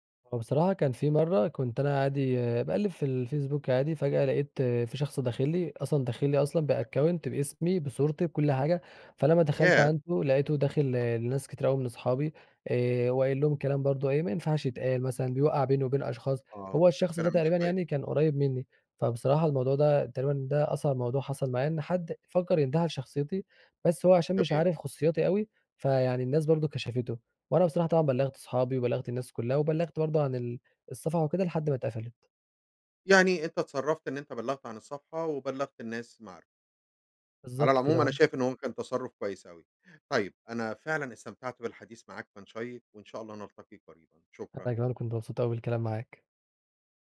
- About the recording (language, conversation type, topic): Arabic, podcast, إزاي السوشيال ميديا أثّرت على علاقاتك اليومية؟
- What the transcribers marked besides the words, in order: in English: "بaccount"